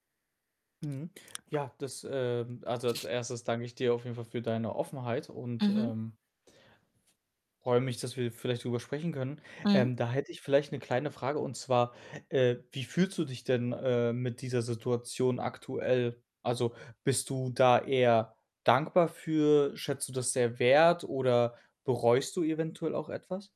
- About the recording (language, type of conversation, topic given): German, advice, Wie treffe ich wichtige Entscheidungen, wenn die Zukunft unsicher ist und ich mich unsicher fühle?
- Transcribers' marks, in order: static